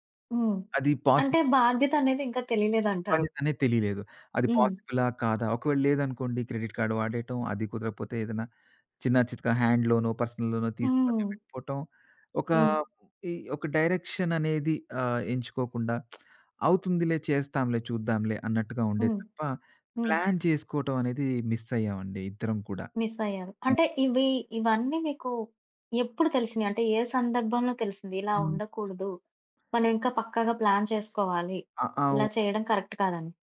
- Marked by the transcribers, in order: in English: "పాసిబుల్"; tapping; in English: "క్రెడిట్ కార్డ్"; in English: "హ్యాండ్"; in English: "పర్సనల్"; lip smack; in English: "ప్లాన్"; in English: "ప్లాన్"; in English: "కరెక్ట్"
- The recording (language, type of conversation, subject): Telugu, podcast, మీరు ఇంటి నుంచి బయటకు వచ్చి స్వతంత్రంగా జీవించడం మొదలు పెట్టినప్పుడు మీకు ఎలా అనిపించింది?